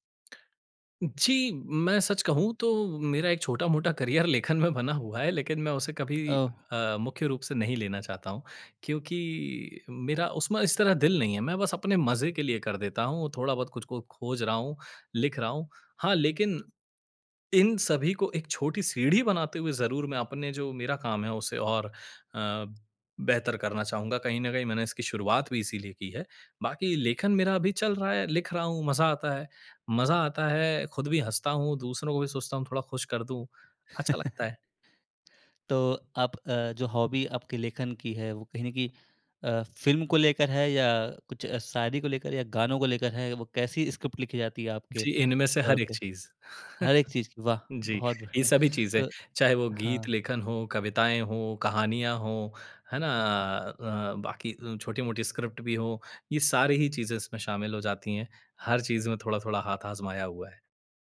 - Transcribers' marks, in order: lip smack; in English: "करियर"; laughing while speaking: "बना हुआ है"; chuckle; in English: "हॉबी"; tapping; in English: "स्क्रिप्ट"; chuckle; in English: "स्क्रिप्ट"
- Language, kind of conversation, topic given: Hindi, podcast, किस शौक में आप इतना खो जाते हैं कि समय का पता ही नहीं चलता?
- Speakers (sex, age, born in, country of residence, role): male, 20-24, India, India, host; male, 30-34, India, India, guest